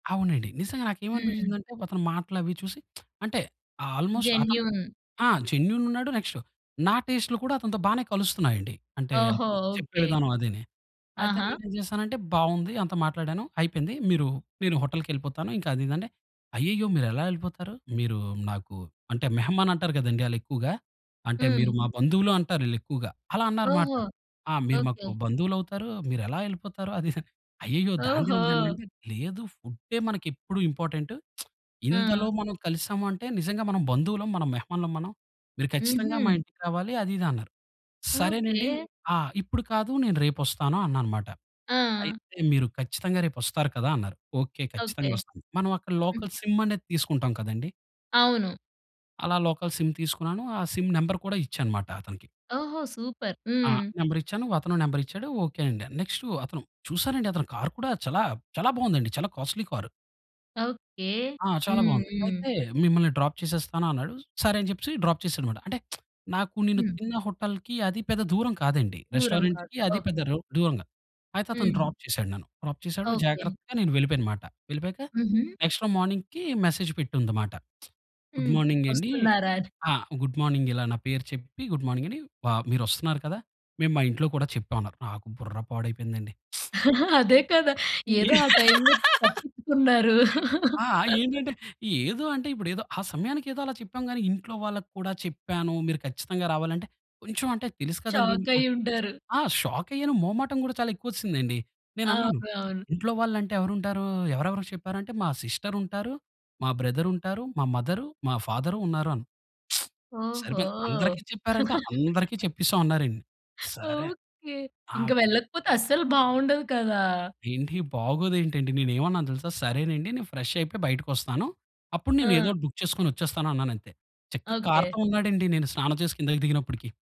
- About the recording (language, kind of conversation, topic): Telugu, podcast, విదేశాల్లో మీరు కలిసిన గుర్తుండిపోయే వ్యక్తి గురించి చెప్పగలరా?
- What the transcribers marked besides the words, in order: other background noise; lip smack; in English: "ఆల్‌మొస్ట్"; in English: "జెన్యూన్"; in English: "జెన్యూన్"; in English: "నెక్స్ట్"; in English: "హోటల్‌కెళ్ళిపోతాను"; in Urdu: "మెహమాన్"; in English: "ఇంపార్టెంట్"; lip smack; in English: "లోకల్ సిమ్"; in English: "లోకల్ సిమ్"; in English: "సిమ్ నంబర్"; in English: "సూపర్"; in English: "నంబర్"; in English: "నంబర్"; in English: "నెక్స్ట్"; in English: "కార్"; in English: "కాస్ట్‌లీ"; in English: "డ్రాప్"; in English: "డ్రాప్"; lip smack; in English: "హోటల్‌కి"; in English: "రెస్టారెంట్‌కి"; in English: "డ్రాప్"; in English: "డ్రాప్"; in English: "నెక్స్ట్"; in English: "మార్నింగ్‌కి మెసేజ్"; lip smack; in English: "గుడ్ మార్నింగ్"; in English: "గుడ్ మార్నింగ్"; in English: "గుడ్ మార్నింగ్"; lip smack; laughing while speaking: "అదే కదా! ఏదో ఆ టైమ్‌లొ తప్పించుకున్నారు"; laugh; chuckle; in English: "షాక్"; tapping; in English: "సిస్టర్"; in English: "బ్రదర్"; in English: "మదర్"; in English: "ఫాదర్"; lip smack; laugh; laughing while speaking: "ఓకే"; in English: "ఫ్రెష్"; in English: "బుక్"